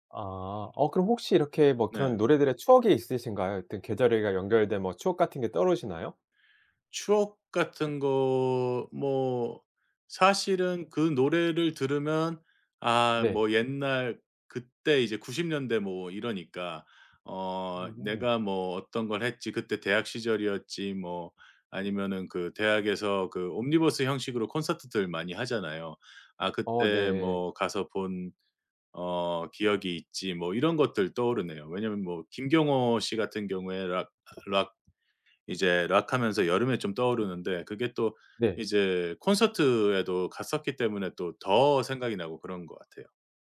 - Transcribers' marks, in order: other background noise; tapping
- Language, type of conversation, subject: Korean, podcast, 계절마다 떠오르는 노래가 있으신가요?